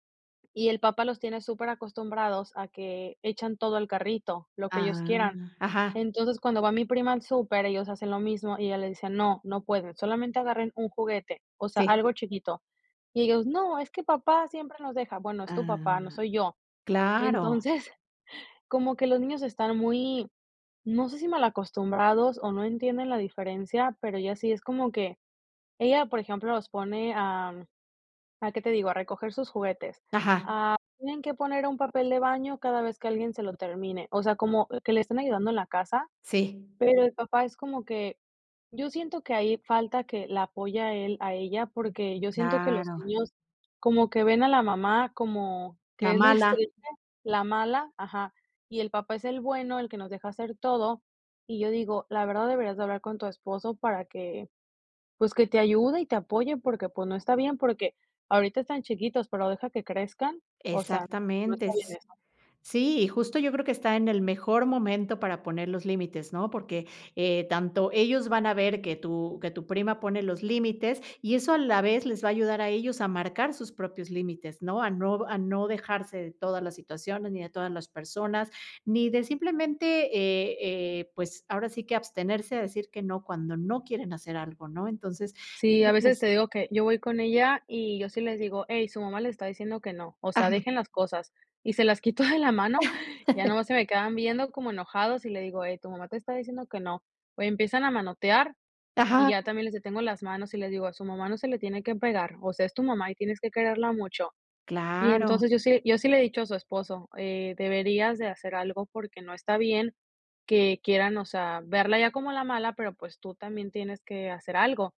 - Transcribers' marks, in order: laughing while speaking: "Entonces"; laughing while speaking: "estrella"; laughing while speaking: "las quito"; chuckle
- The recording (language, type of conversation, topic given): Spanish, podcast, ¿Cómo reaccionas cuando alguien cruza tus límites?